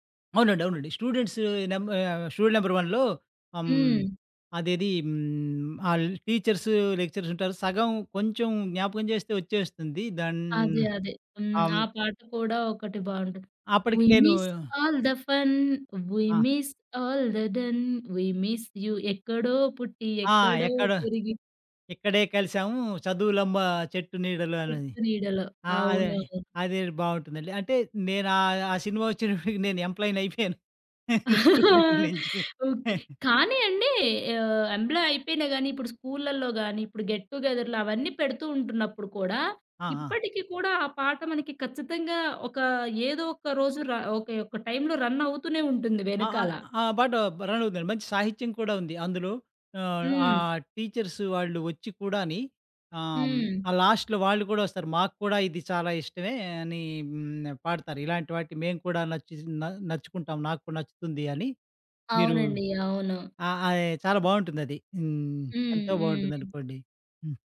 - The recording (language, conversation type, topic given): Telugu, podcast, పాత పాట వింటే గుర్తుకు వచ్చే ఒక్క జ్ఞాపకం ఏది?
- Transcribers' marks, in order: in English: "స్టూడెంట్స్"; in English: "టీచర్స్, లెక్చరర్స్"; lip smack; singing: "వి మీస్ ఆల్ ద ఫన్ … పుట్టి ఎక్కడో పెరిగి"; in English: "వి మీస్ ఆల్ ద ఫన్ … వి మీస్ యూ"; tapping; laughing while speaking: "ఎంప్లాయినైపోయాను స్టూడెంట్ నుంచి"; chuckle; in English: "స్టూడెంట్"; in English: "ఎంప్లాయ్"; in English: "రన్"; in English: "టీచర్స్"; in English: "లాస్ట్‌లో"; other background noise